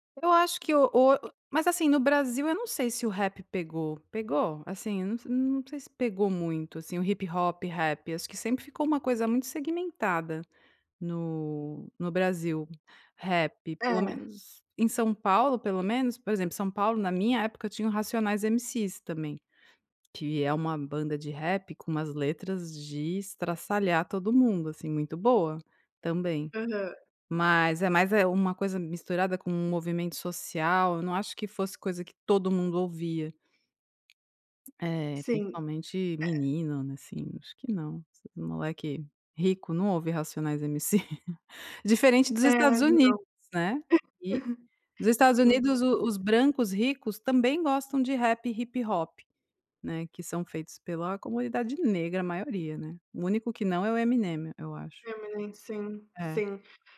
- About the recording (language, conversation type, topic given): Portuguese, podcast, Como o seu gosto musical mudou ao longo dos anos?
- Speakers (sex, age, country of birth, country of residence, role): female, 25-29, Brazil, Italy, host; female, 45-49, Brazil, Italy, guest
- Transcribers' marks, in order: tapping; chuckle; laugh